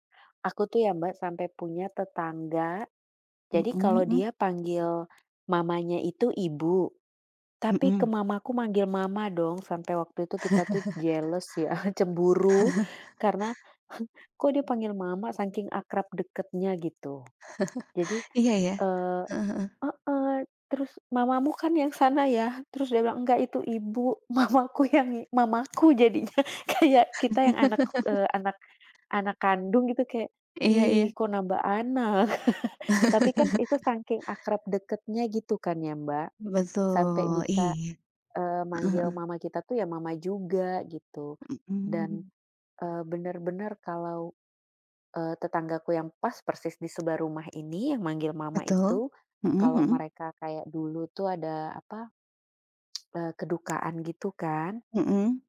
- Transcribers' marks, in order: chuckle; in English: "jealous"; chuckle; chuckle; tapping; laughing while speaking: "mamaku yang i mamaku jadinya. Kayak"; chuckle; laugh; chuckle
- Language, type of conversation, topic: Indonesian, unstructured, Apa kenangan bahagiamu bersama tetangga?